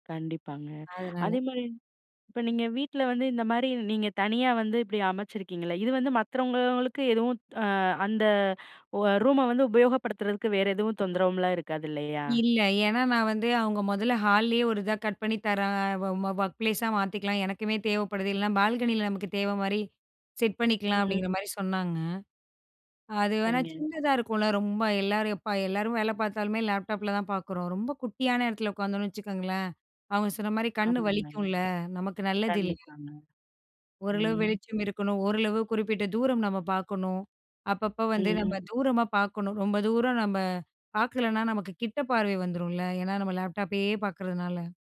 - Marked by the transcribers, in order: none
- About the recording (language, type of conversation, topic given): Tamil, podcast, வீட்டிலிருந்து வேலை செய்ய தனியான இடம் அவசியமா, அதை நீங்கள் எப்படிப் அமைப்பீர்கள்?